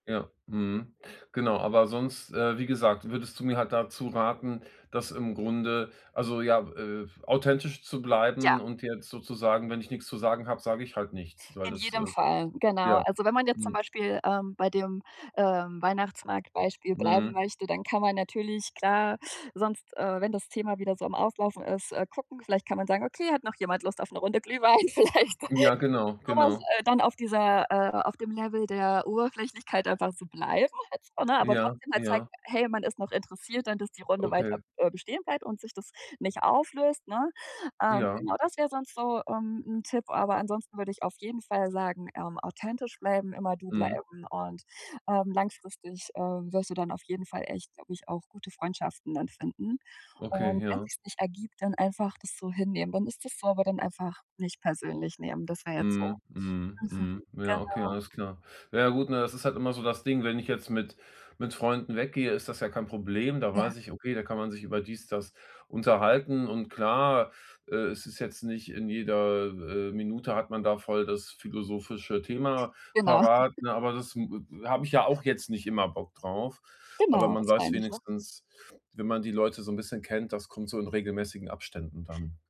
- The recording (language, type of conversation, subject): German, advice, Wie kann ich mich auf Partys wohler fühlen und weniger unsicher sein?
- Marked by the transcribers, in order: other background noise; laughing while speaking: "Vielleicht"; chuckle